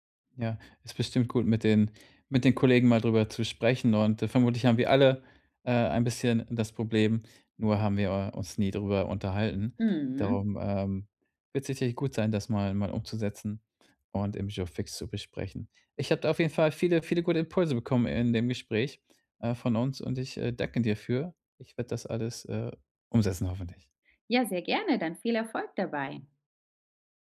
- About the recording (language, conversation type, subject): German, advice, Wie setze ich klare Grenzen, damit ich regelmäßige, ungestörte Arbeitszeiten einhalten kann?
- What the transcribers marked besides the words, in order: none